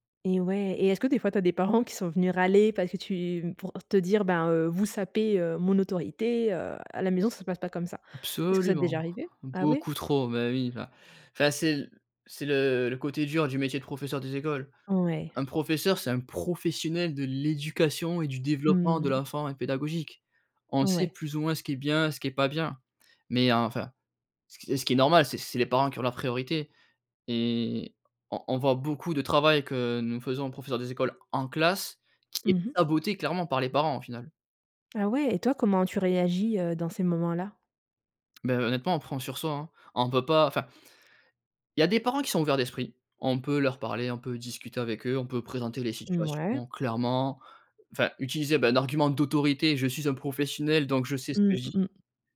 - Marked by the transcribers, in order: stressed: "Absolument"; stressed: "professionnel"
- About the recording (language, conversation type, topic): French, podcast, Comment la notion d’autorité parentale a-t-elle évolué ?